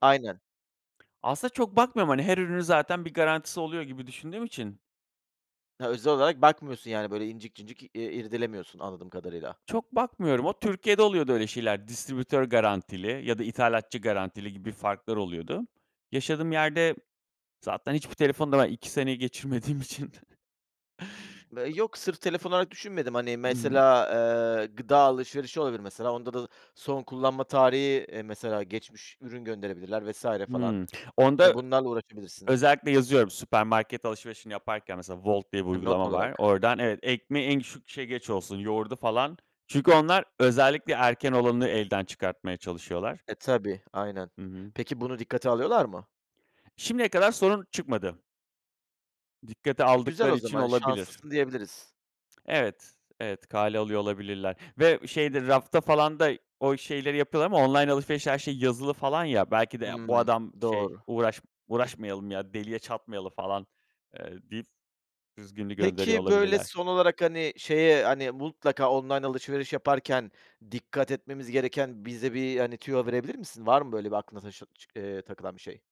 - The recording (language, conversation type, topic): Turkish, podcast, Online alışveriş yaparken nelere dikkat ediyorsun?
- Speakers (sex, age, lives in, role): male, 35-39, Greece, guest; male, 40-44, Greece, host
- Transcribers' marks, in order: other background noise; laughing while speaking: "geçirmediğim için"; chuckle